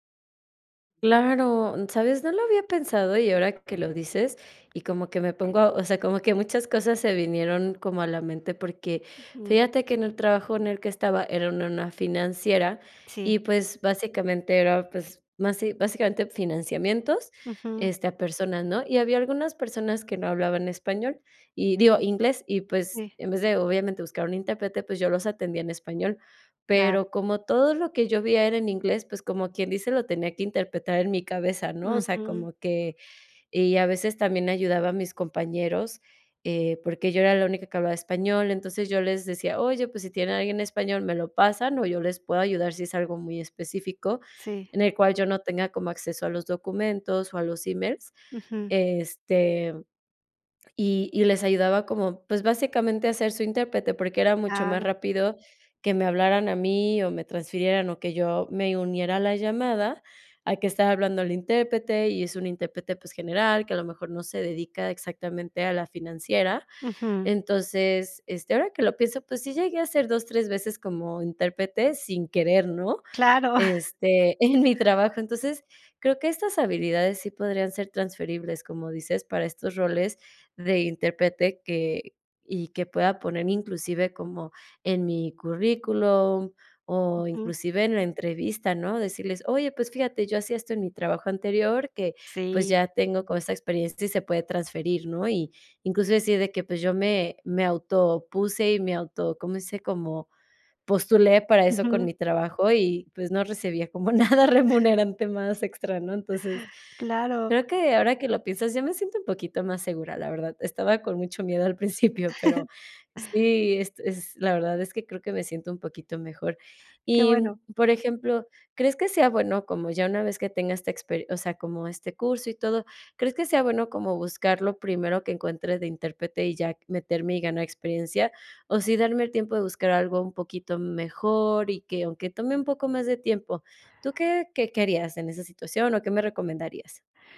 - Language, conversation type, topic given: Spanish, advice, ¿Cómo puedo replantear mi rumbo profesional después de perder mi trabajo?
- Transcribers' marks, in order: other background noise; chuckle; laughing while speaking: "en mi trabajo"; laughing while speaking: "nada remunerante más extra"; chuckle